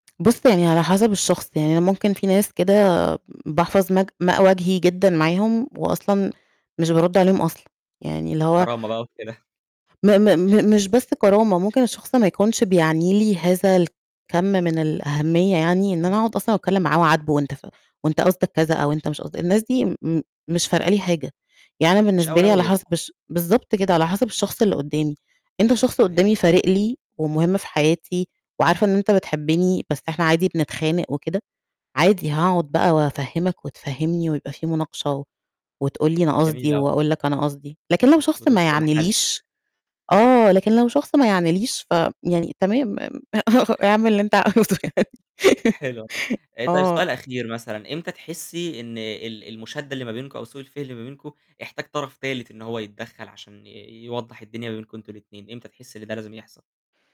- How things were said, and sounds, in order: tapping; "ماء-" said as "ماج"; unintelligible speech; laugh; unintelligible speech; laughing while speaking: "عاوزه يعني"; giggle
- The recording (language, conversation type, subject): Arabic, podcast, إزاي بتتعامل مع سوء الفهم؟
- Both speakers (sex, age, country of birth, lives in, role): female, 35-39, Egypt, Egypt, guest; male, 20-24, Egypt, Egypt, host